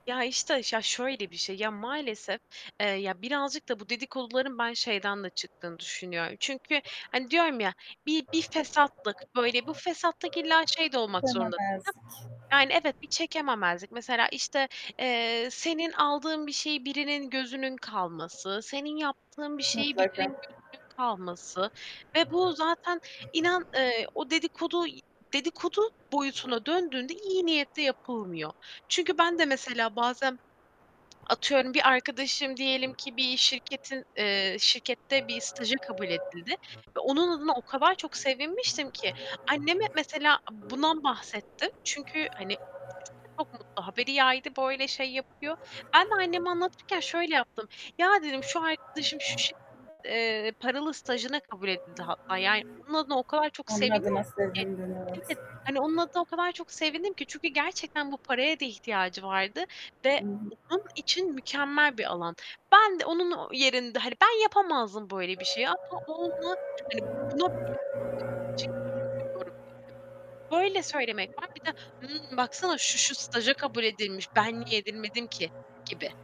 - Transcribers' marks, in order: other background noise; static; mechanical hum; unintelligible speech; distorted speech; tapping; unintelligible speech; unintelligible speech
- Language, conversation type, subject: Turkish, unstructured, Arkadaşının senin hakkında dedikodu yaptığını öğrensen ne yaparsın?